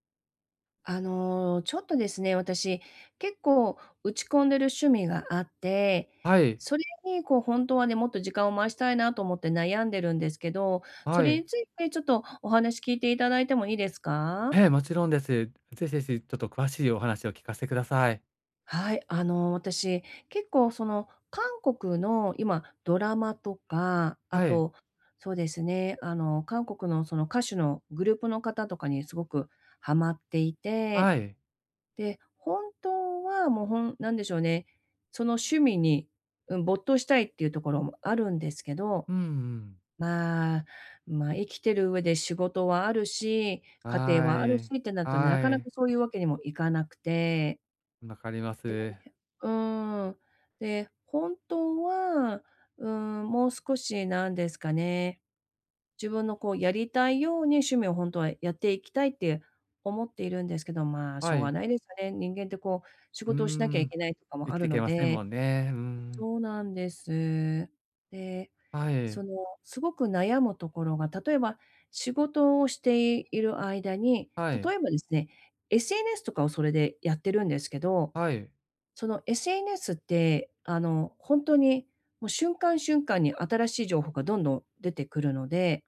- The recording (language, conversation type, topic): Japanese, advice, 時間不足で趣味に手が回らない
- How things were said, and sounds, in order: unintelligible speech